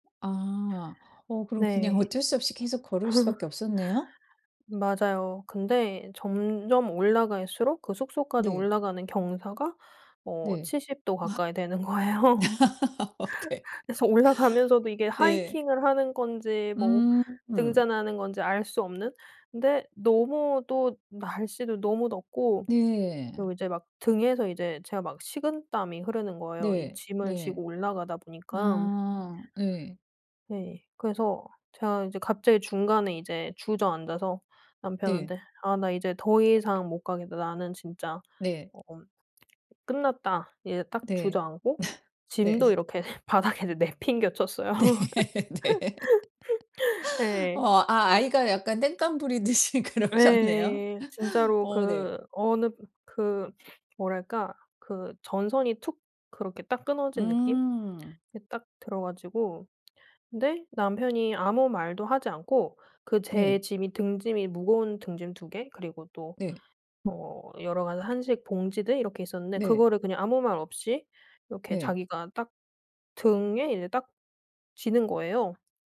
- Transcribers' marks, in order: other background noise; laughing while speaking: "어쩔"; laugh; laughing while speaking: "거예요"; laugh; laughing while speaking: "네"; tapping; lip smack; laugh; laughing while speaking: "네"; laughing while speaking: "네. 네"; laughing while speaking: "바닥에다 내팽개"; laugh; laughing while speaking: "부리듯이 그러셨네요"; sniff
- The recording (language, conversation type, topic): Korean, podcast, 함께 고생하면서 더 가까워졌던 기억이 있나요?